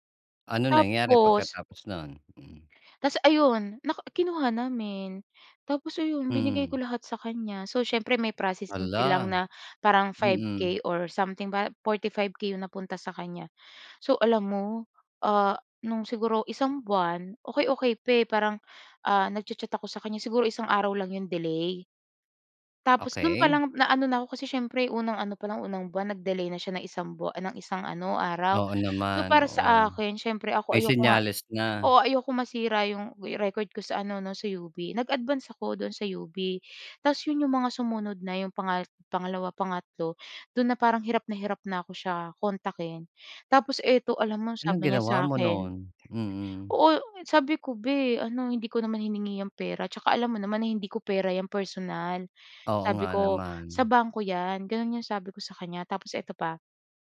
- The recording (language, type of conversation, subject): Filipino, podcast, Anong pangyayari ang nagbunyag kung sino ang mga tunay mong kaibigan?
- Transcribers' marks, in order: none